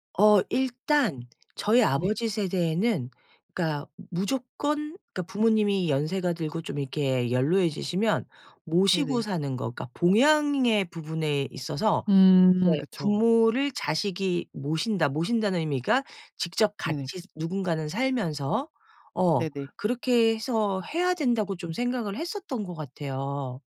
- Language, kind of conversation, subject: Korean, podcast, 세대에 따라 ‘효’를 어떻게 다르게 느끼시나요?
- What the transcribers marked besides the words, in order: none